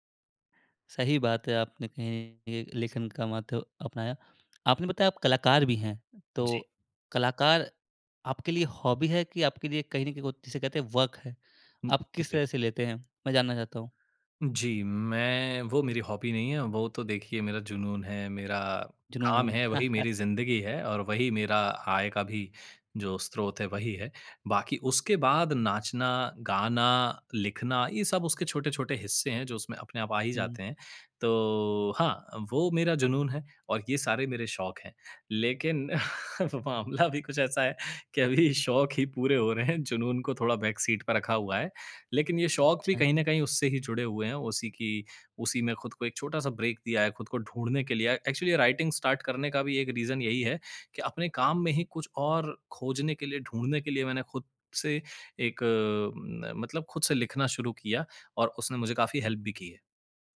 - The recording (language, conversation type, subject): Hindi, podcast, किस शौक में आप इतना खो जाते हैं कि समय का पता ही नहीं चलता?
- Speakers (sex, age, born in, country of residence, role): male, 20-24, India, India, host; male, 30-34, India, India, guest
- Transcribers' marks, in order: in English: "हॉबी"; in English: "वर्क"; other background noise; in English: "हॉबी"; chuckle; chuckle; laughing while speaking: "मामला भी कुछ ऐसा है … हो रहे हैं"; in English: "बैक सीट"; in English: "ब्रेक"; in English: "एक्चुअली"; in English: "राइटिंग स्टार्ट"; in English: "रीज़न"; in English: "हेल्प"